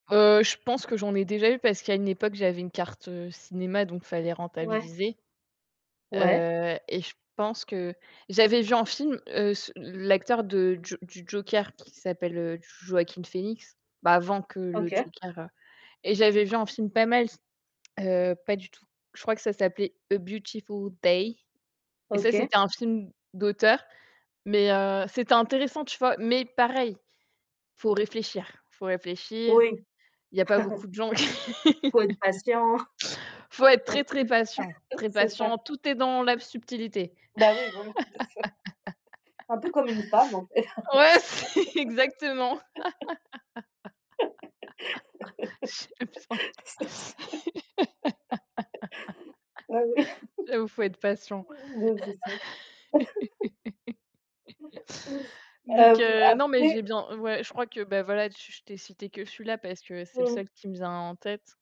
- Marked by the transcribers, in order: chuckle; stressed: "patient"; laugh; chuckle; other background noise; laugh; laughing while speaking: "c'est"; chuckle; laugh; laughing while speaking: "C'est ça"; laugh; laugh; laughing while speaking: "C'est c"; laugh; chuckle; laugh; chuckle
- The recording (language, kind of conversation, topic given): French, unstructured, Préférez-vous le cinéma d’auteur ou les films à grand spectacle pour apprécier le septième art ?